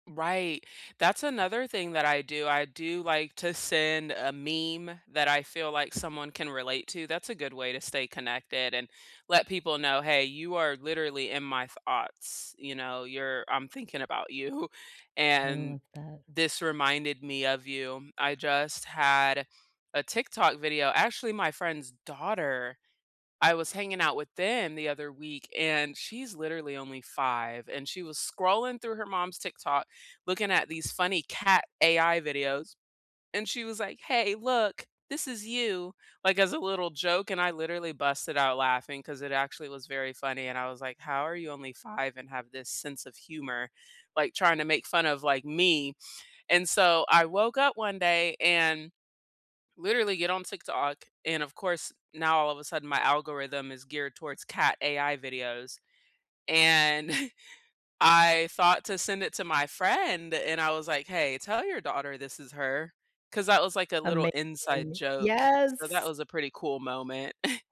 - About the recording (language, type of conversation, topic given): English, unstructured, What everyday rituals help you feel closer to the people you love, and how can you nurture them together?
- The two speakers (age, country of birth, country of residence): 30-34, South Korea, United States; 55-59, United States, United States
- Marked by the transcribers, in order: chuckle; laughing while speaking: "you"; tapping; chuckle; chuckle